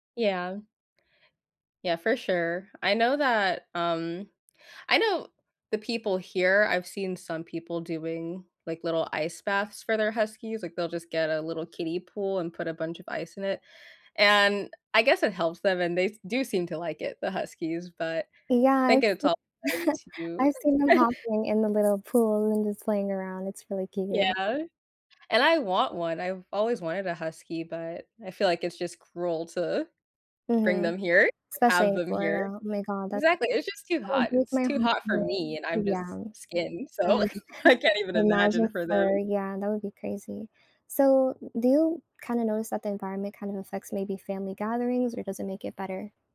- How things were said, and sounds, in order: chuckle; laugh; other background noise; chuckle; laugh
- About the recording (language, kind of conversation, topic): English, unstructured, What can I do to protect the environment where I live?
- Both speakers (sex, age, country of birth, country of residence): female, 18-19, United States, United States; female, 20-24, United States, United States